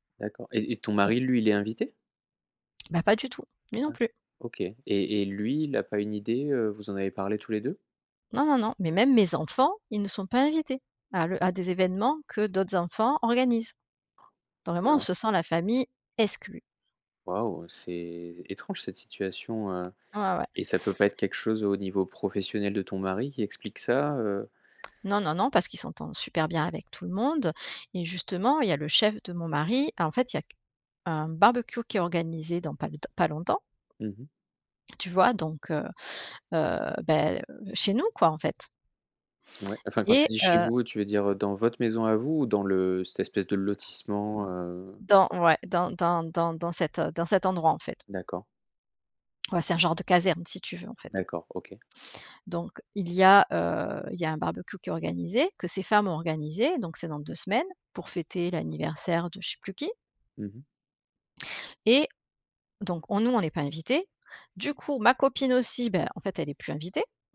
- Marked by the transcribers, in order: tapping; stressed: "exclue"
- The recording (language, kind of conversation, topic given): French, advice, Comment te sens-tu quand tu te sens exclu(e) lors d’événements sociaux entre amis ?